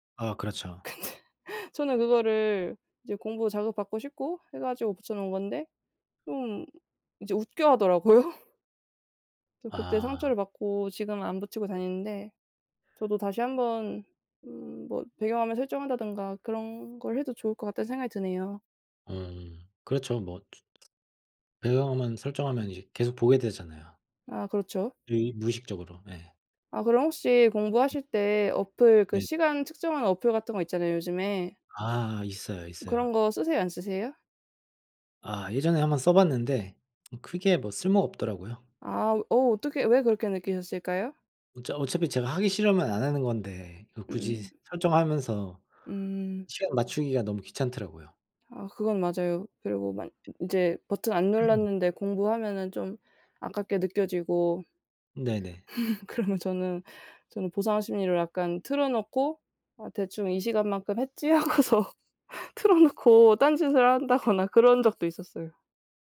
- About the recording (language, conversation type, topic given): Korean, unstructured, 어떻게 하면 공부에 대한 흥미를 잃지 않을 수 있을까요?
- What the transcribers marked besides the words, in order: laughing while speaking: "근데"; laughing while speaking: "웃겨하더라고요"; other background noise; tapping; throat clearing; laugh; laughing while speaking: "그러면"; laughing while speaking: "하고서 틀어놓고 딴짓을 한다거나"